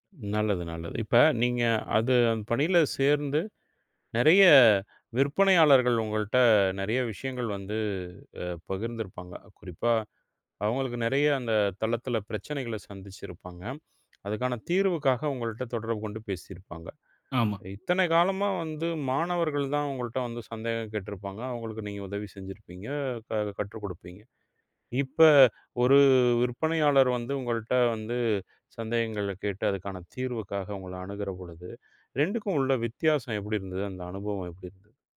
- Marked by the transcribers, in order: other background noise
- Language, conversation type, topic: Tamil, podcast, பணியில் மாற்றம் செய்யும் போது உங்களுக்கு ஏற்பட்ட மிகப் பெரிய சவால்கள் என்ன?